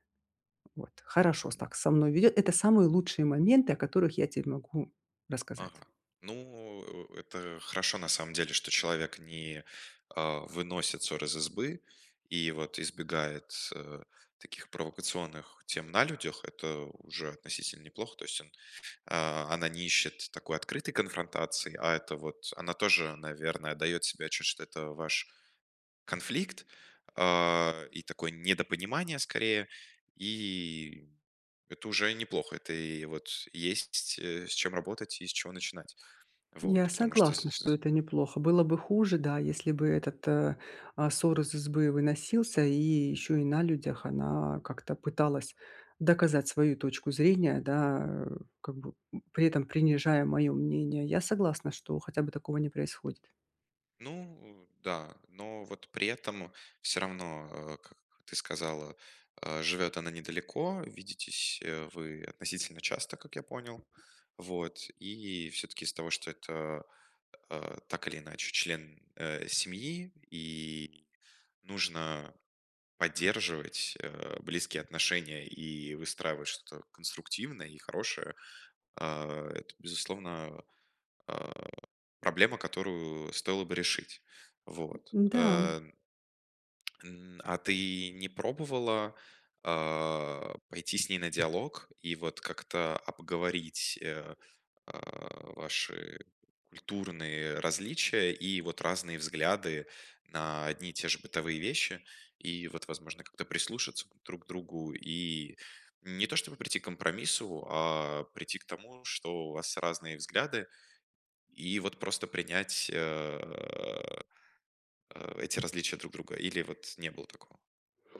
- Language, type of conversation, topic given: Russian, advice, Как сохранить хорошие отношения, если у нас разные жизненные взгляды?
- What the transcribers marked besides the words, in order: tapping; other background noise; grunt